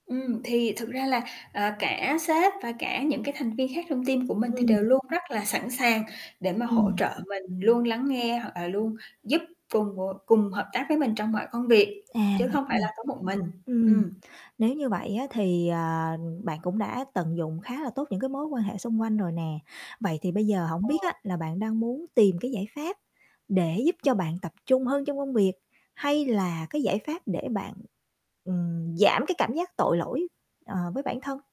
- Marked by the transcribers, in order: static; in English: "team"; other background noise; distorted speech; unintelligible speech; tapping
- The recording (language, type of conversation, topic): Vietnamese, advice, Vì sao bạn cảm thấy tội lỗi khi nghỉ giải lao giữa lúc đang làm việc cần tập trung?